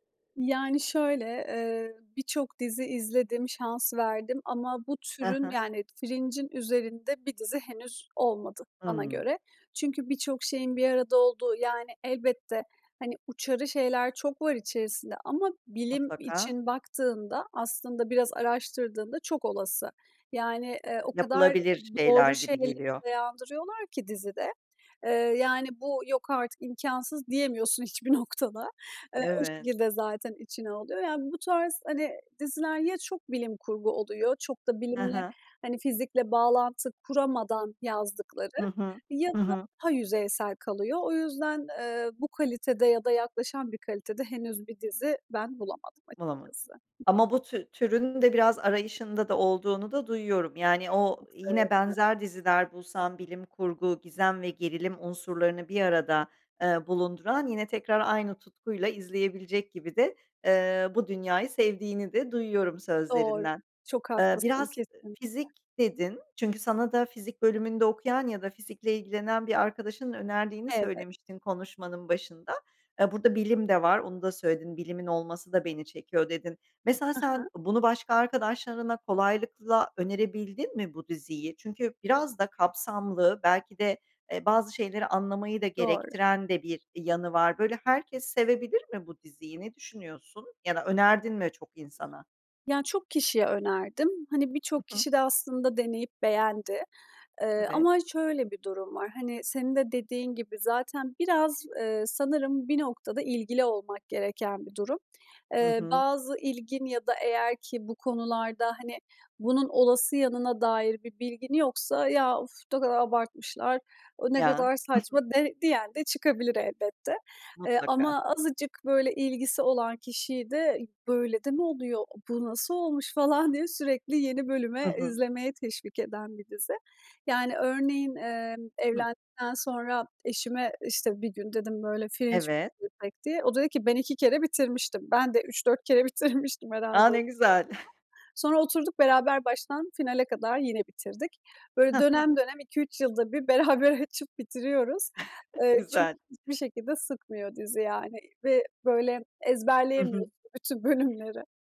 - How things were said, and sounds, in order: laughing while speaking: "hiçbir noktada"; tapping; other background noise; laughing while speaking: "falan"; laughing while speaking: "bitirmiştim"; chuckle; laughing while speaking: "beraber"; chuckle; laughing while speaking: "bölümleri"
- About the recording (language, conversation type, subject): Turkish, podcast, Hangi dizi seni bambaşka bir dünyaya sürükledi, neden?